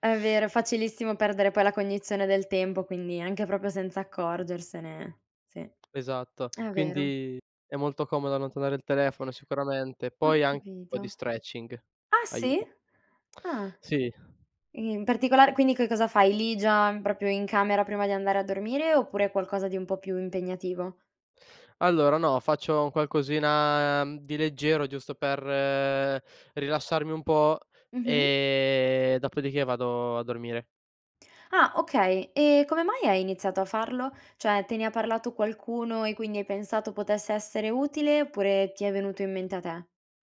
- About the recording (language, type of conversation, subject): Italian, podcast, Cosa fai per calmare la mente prima di dormire?
- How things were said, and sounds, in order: "proprio" said as "propio"; "allontanare" said as "annontanare"; "proprio" said as "propio"; "dopodiché" said as "doppodichè"